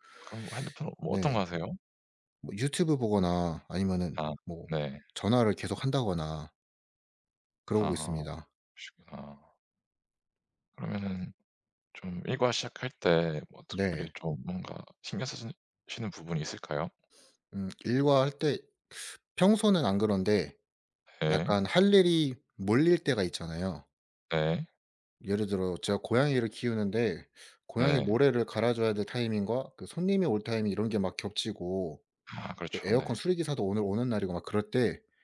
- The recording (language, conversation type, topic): Korean, unstructured, 오늘 하루는 보통 어떻게 시작하세요?
- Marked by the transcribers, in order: tapping; teeth sucking